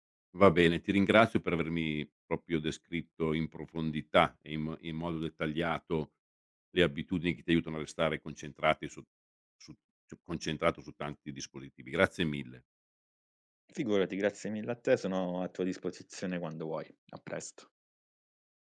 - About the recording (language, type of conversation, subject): Italian, podcast, Quali abitudini aiutano a restare concentrati quando si usano molti dispositivi?
- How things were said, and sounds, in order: "proprio" said as "popio"